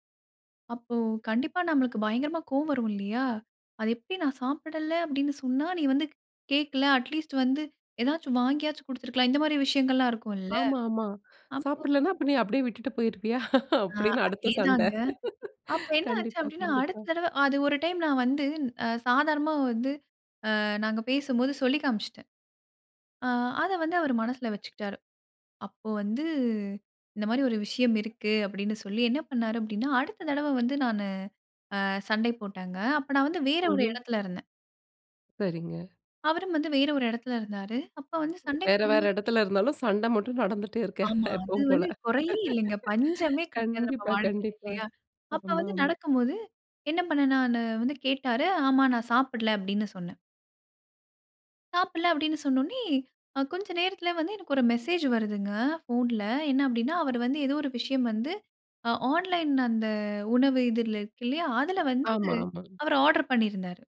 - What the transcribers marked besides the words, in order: in English: "அட்லீஸ்ட்"; laughing while speaking: "போயிருவியா? அப்டின்னு அடுத்த சண்ட"; other noise; laughing while speaking: "வேற, வேற இடத்துல இருந்தாலும் சண்ட மட்டும் நடந்துட்டே இருக்க எப்பவும் போல. கண்டிப்பா கண்டிப்பா"; in English: "ஆர்டர்"
- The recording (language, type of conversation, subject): Tamil, podcast, ஓர் சண்டைக்குப் பிறகு வரும் ‘மன்னிப்பு உணவு’ பற்றி சொல்ல முடியுமா?